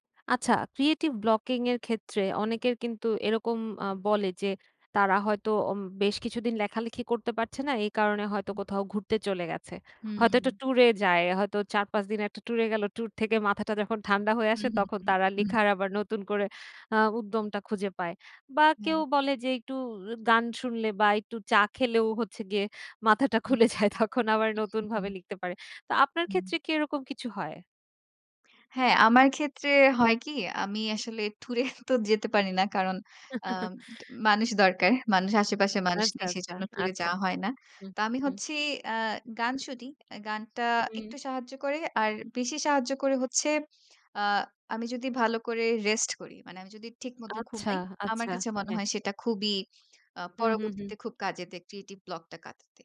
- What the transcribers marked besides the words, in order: in English: "ক্রিয়েটিভ ব্লকিং"; chuckle; in English: "ক্রিয়েটিভ ব্লক"
- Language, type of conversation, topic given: Bengali, podcast, কীভাবে আপনি সৃজনশীল জড়তা কাটাতে বিভিন্ন মাধ্যম ব্যবহার করেন?